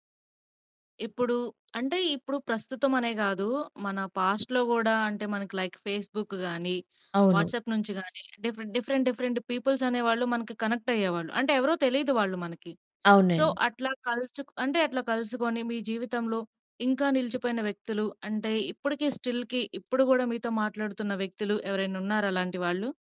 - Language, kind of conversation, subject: Telugu, podcast, నిజంగా కలుసుకున్న తర్వాత ఆన్‌లైన్ బంధాలు ఎలా మారతాయి?
- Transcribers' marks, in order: in English: "పాస్ట్‌లో"; in English: "లైక్ ఫేస్‌బుక్"; in English: "వాట్సాప్"; in English: "డిఫరెంట్, డిఫరెంట్ డిఫరెంట్ పీపుల్స్"; in English: "కనెక్ట్"; in English: "సో"; in English: "స్టిల్‌కి"